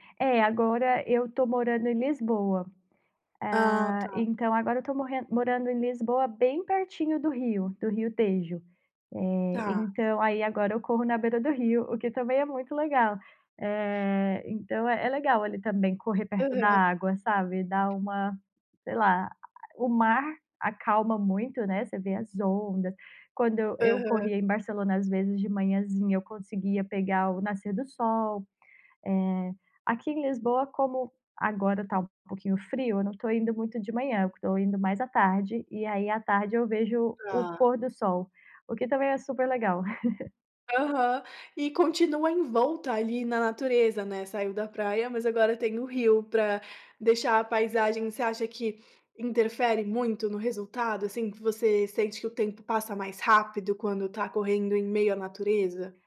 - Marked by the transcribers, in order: other background noise; tapping; chuckle
- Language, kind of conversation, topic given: Portuguese, podcast, Que atividade ao ar livre te recarrega mais rápido?